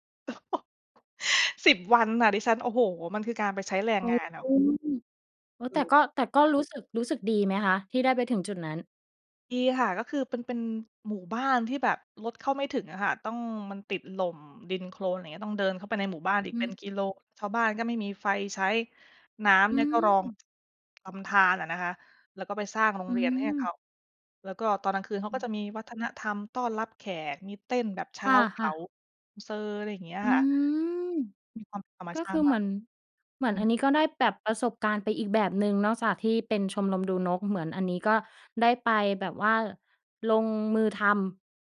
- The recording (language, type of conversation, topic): Thai, podcast, เล่าเหตุผลที่ทำให้คุณรักธรรมชาติได้ไหม?
- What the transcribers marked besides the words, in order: laugh; other background noise; tapping